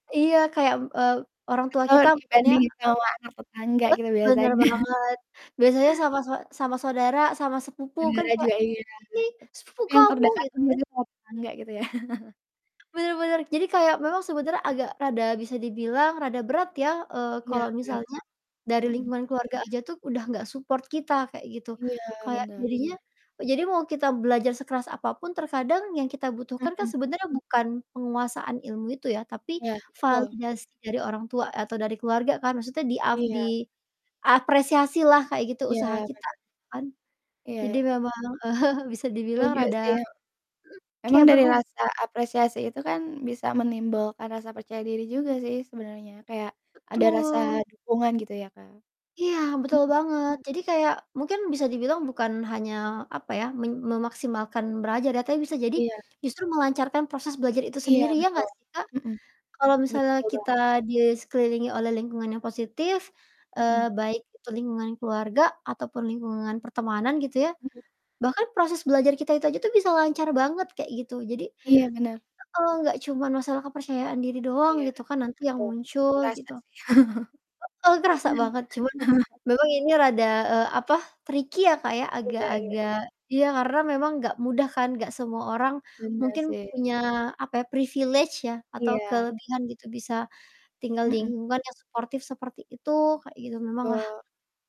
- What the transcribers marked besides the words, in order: distorted speech; tapping; laughing while speaking: "biasanya"; other background noise; chuckle; "iya" said as "iyap"; static; in English: "support"; laughing while speaking: "eee"; laugh; mechanical hum; in English: "tricky"; in English: "privilege"
- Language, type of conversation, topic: Indonesian, unstructured, Bagaimana proses belajar bisa membuat kamu merasa lebih percaya diri?